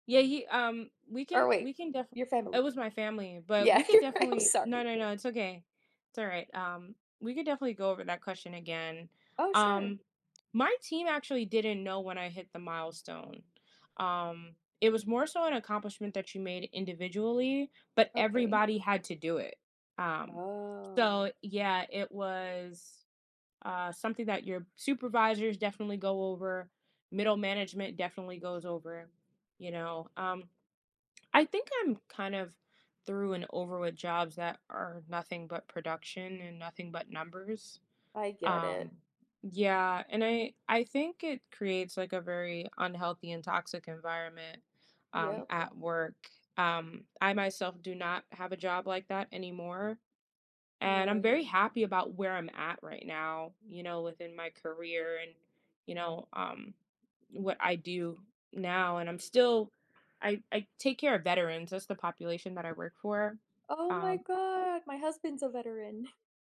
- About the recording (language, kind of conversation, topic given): English, unstructured, Can you share a moment at work that made you feel proud?
- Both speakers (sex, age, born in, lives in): female, 30-34, United States, United States; female, 40-44, United States, United States
- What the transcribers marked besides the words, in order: other background noise; laughing while speaking: "Yeah, you're right, I'm sorry"; drawn out: "Oh"; tapping